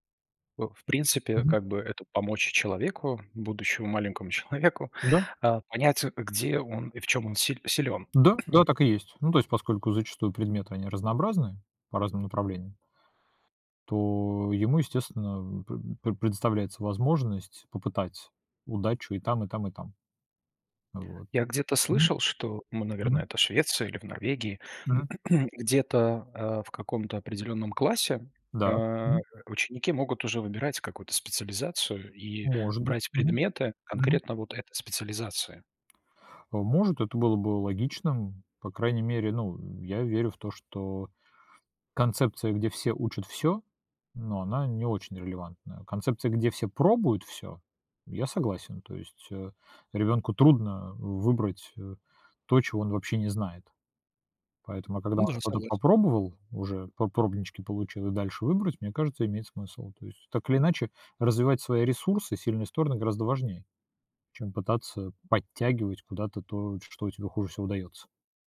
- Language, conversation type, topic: Russian, unstructured, Что важнее в школе: знания или навыки?
- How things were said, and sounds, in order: tapping; cough; throat clearing